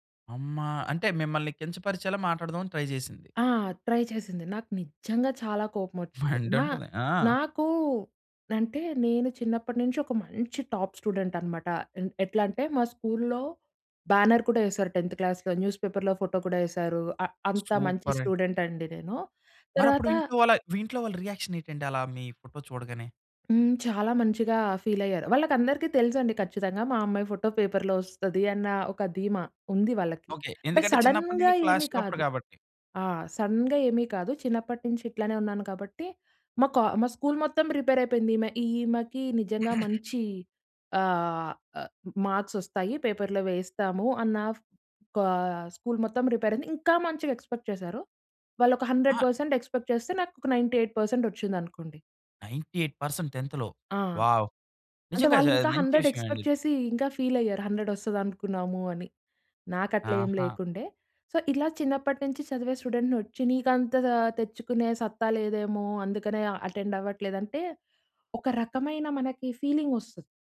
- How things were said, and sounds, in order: in English: "ట్రై"; in English: "ట్రై"; in English: "టాప్ స్టూడెంట్"; in English: "టెంత్ క్లాస్‌లో, న్యూస్ పేపర్‌లో ఫోటో"; in English: "స్టూడెంట్"; in English: "రియాక్షన్"; in English: "ఫీల్"; in English: "సడెన్‌గా"; in English: "క్లాస్ టాపర్"; in English: "సడెన్‌గా"; in English: "ప్రిపేర్"; throat clearing; in English: "మార్క్స్"; in English: "ప్రిపేర్"; in English: "ఎక్స్‌పెక్ట్"; in English: "హండ్రెడ్ పర్సెంట్ ఎక్స్‌పెక్ట్"; in English: "నైంటీ ఎయిట్ పర్సెంట్"; in English: "నైంటీ ఎయిట్ పర్సెంట్ టెంత్‌లో"; in English: "హండ్రెడ్ ఎక్స్‌పెక్ట్"; in English: "ఫీల్"; in English: "హండ్రెడ్"; in English: "సో"; in English: "స్టూడెంట్‌ని"; in English: "అటెండ్"; in English: "ఫీలింగ్"
- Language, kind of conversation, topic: Telugu, podcast, మీ జీవితాన్ని మార్చేసిన ముఖ్యమైన నిర్ణయం ఏదో గురించి చెప్పగలరా?